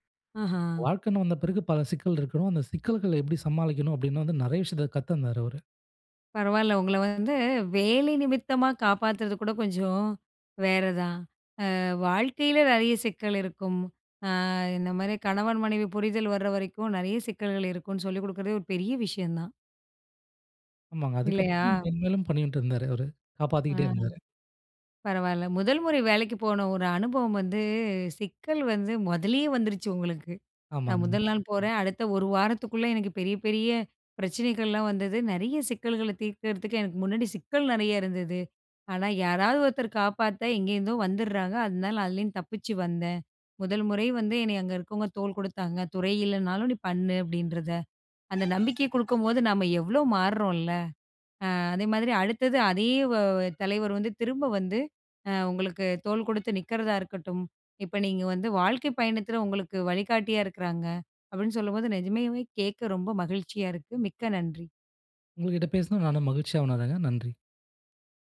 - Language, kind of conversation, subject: Tamil, podcast, சிக்கலில் இருந்து உங்களை காப்பாற்றிய ஒருவரைப் பற்றி சொல்ல முடியுமா?
- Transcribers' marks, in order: other noise; groan